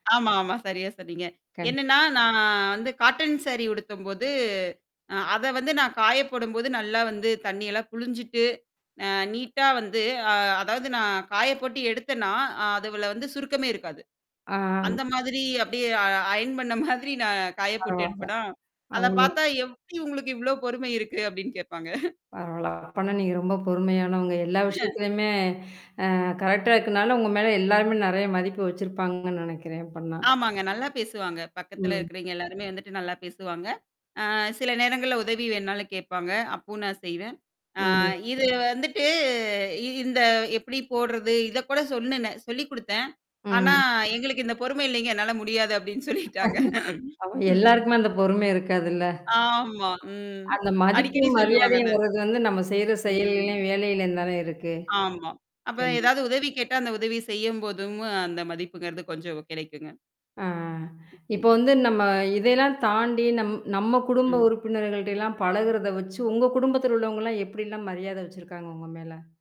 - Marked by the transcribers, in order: distorted speech; laughing while speaking: "மாதிரி நான் காய போட்டு எடுப்பனா! … இருக்கு? அப்டின்னு கேட்பாங்க"; chuckle; drawn out: "ம்"; laughing while speaking: "என்னால முடியாது அப்டின்னு சொல்லிட்டாங்க. ம்"; tapping; laughing while speaking: "ஆமா, எல்லாருக்குமே அந்த பொறுமை இருக்காதுல்ல"; drawn out: "ஆமா"; drawn out: "ஆ"; other noise
- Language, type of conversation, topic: Tamil, podcast, உங்கள் மதிப்புகளைத் தெளிவுபடுத்த ஒரு எளிய வழியைச் சொல்ல முடியுமா?